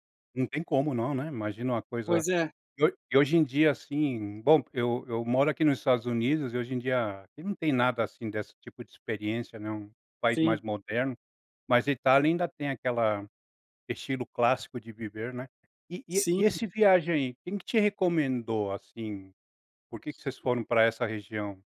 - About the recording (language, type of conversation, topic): Portuguese, podcast, Você já descobriu algo inesperado enquanto procurava o caminho?
- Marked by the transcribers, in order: none